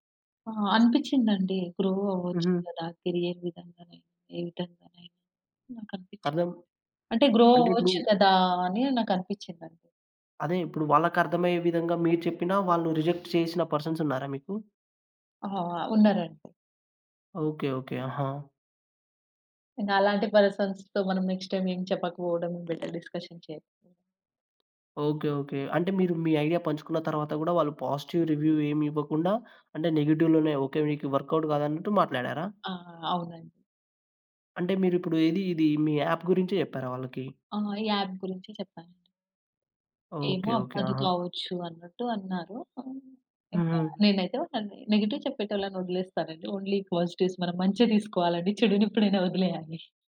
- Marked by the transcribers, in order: in English: "గ్రో"; in English: "కేరియర్"; other background noise; in English: "గ్రో"; in English: "రిజెక్ట్"; in English: "పర్సన్స్"; in English: "పర్సన్స్‌తో"; in English: "నెక్స్ట్ టైమ్"; in English: "డిస్కషన్"; tapping; in English: "పాజిటివ్ రివ్యూ"; in English: "నెగెటివ్‌లోనే"; in English: "వర్క్‌అవుట్"; in English: "యాప్"; in English: "యాప్"; in English: "నెగెటివ్"; in English: "ఓన్లీ పాజిటివ్స్"
- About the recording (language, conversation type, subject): Telugu, podcast, మీరు మీ సృజనాత్మక గుర్తింపును ఎక్కువగా ఎవరితో పంచుకుంటారు?